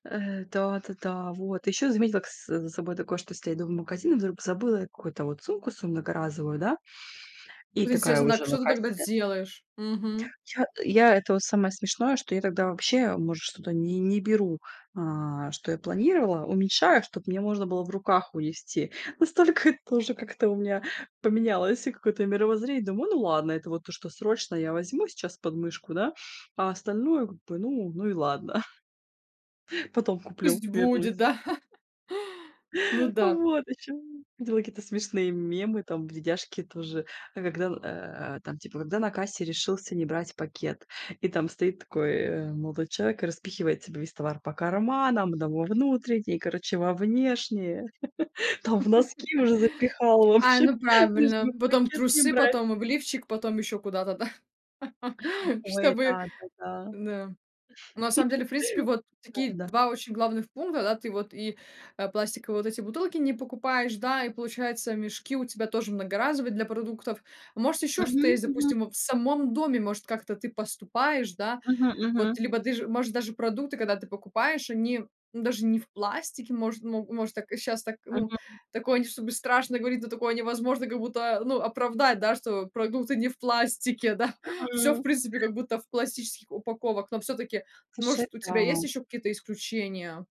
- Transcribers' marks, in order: chuckle; laugh; laughing while speaking: "в общем. Лишь бы пакет не брать"; laugh; laugh
- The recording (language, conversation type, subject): Russian, podcast, Что вы думаете о сокращении использования пластика в быту?